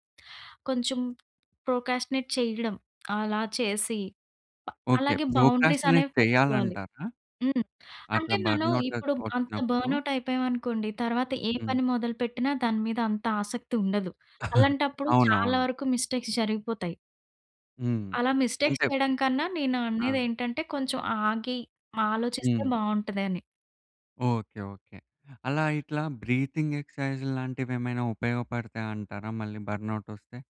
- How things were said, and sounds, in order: in English: "ప్రోక్రాస్టినేట్"; in English: "బౌండరీస్"; in English: "ప్రోక్రాస్టినేట్"; in English: "బర్న్అవుట్"; in English: "బర్న్అవుటక్"; chuckle; in English: "మిస్టేక్స్"; in English: "మిస్టేక్స్"; in English: "బ్రీతింగ్ ఎక్సర్సైజ్"; in English: "బర్న్అవుట్"
- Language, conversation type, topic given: Telugu, podcast, బర్నౌట్ వస్తుందేమో అనిపించినప్పుడు మీరు మొదటిగా ఏ లక్షణాలను గమనిస్తారు?
- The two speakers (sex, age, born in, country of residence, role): female, 30-34, India, India, guest; male, 20-24, India, India, host